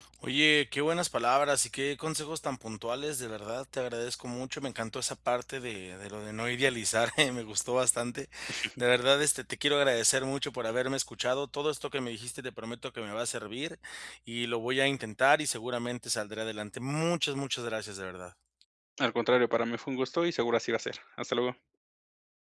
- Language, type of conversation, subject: Spanish, advice, ¿Cómo puedo sobrellevar las despedidas y los cambios importantes?
- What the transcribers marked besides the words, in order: chuckle; other background noise